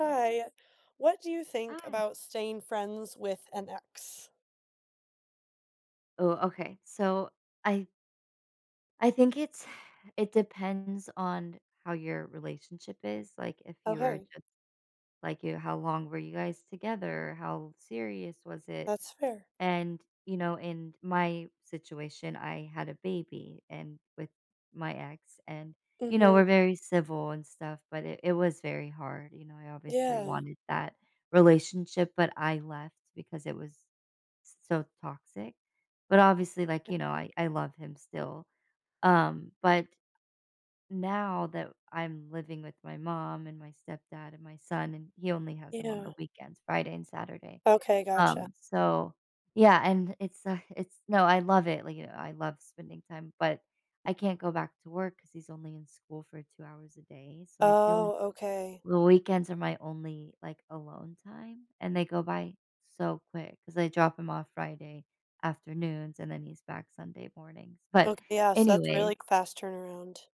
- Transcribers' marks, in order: sigh; tapping
- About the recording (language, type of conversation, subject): English, unstructured, Is it okay to stay friends with an ex?